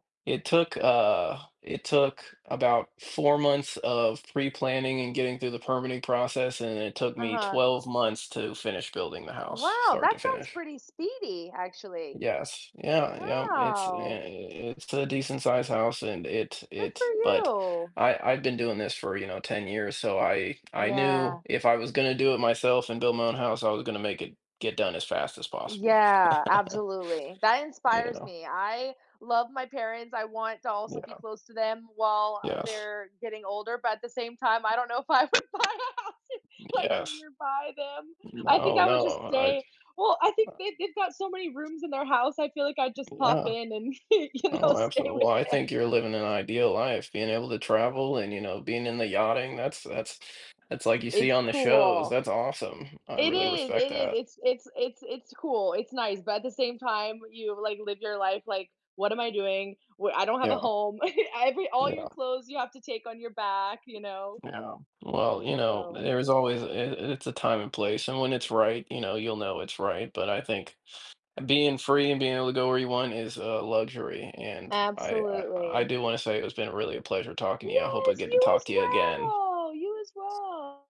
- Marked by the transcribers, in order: other background noise; chuckle; laughing while speaking: "if I would buy a house"; tapping; laughing while speaking: "y you know, stay with them"; chuckle; drawn out: "well"
- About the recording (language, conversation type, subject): English, unstructured, In what ways can sibling relationships shape who we become as individuals?
- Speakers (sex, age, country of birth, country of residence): female, 30-34, Germany, United States; male, 30-34, United States, United States